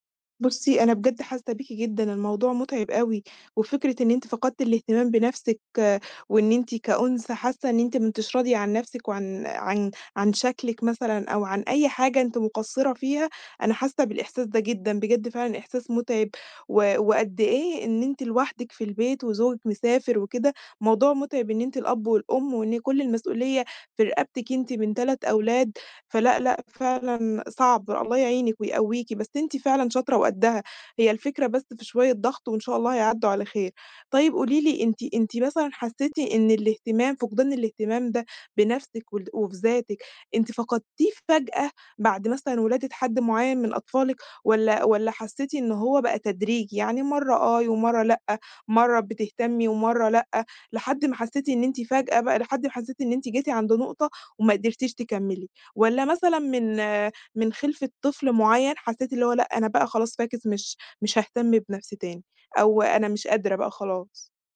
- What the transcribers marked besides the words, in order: tapping
- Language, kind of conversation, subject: Arabic, advice, إزاي أوازن بين تربية الولاد وبين إني أهتم بنفسي وهواياتي من غير ما أحس إني ضايعة؟